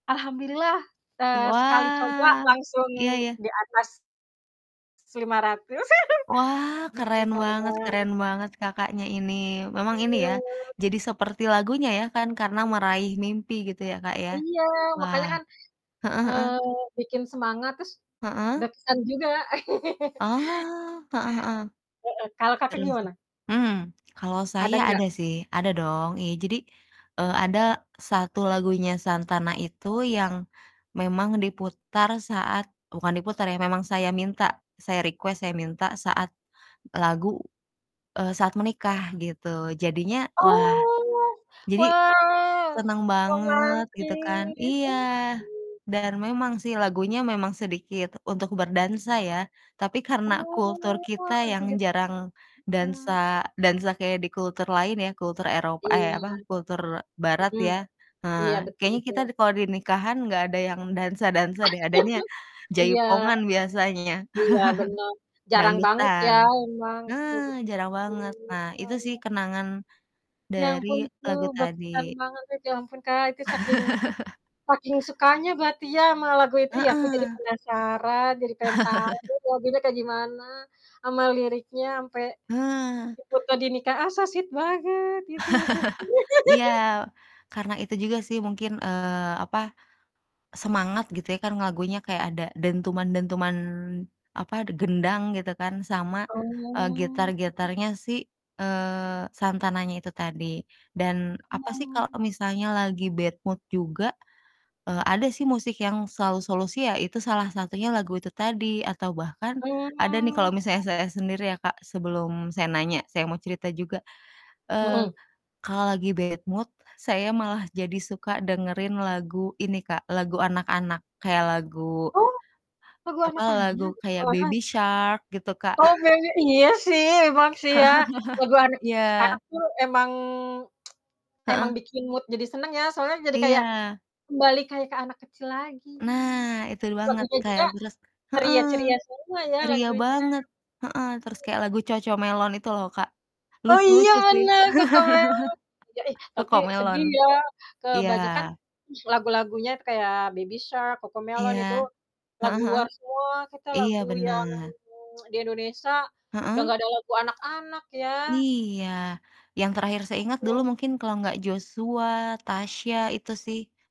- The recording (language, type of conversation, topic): Indonesian, unstructured, Apa lagu favorit yang selalu membuat kamu bersemangat?
- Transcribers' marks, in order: other background noise; chuckle; distorted speech; laugh; in English: "request"; drawn out: "Oh"; chuckle; chuckle; chuckle; chuckle; static; in English: "so sweet"; chuckle; laugh; drawn out: "Oh"; in English: "bad mood"; drawn out: "Oh"; in English: "bad mood"; chuckle; tsk; in English: "mood"; chuckle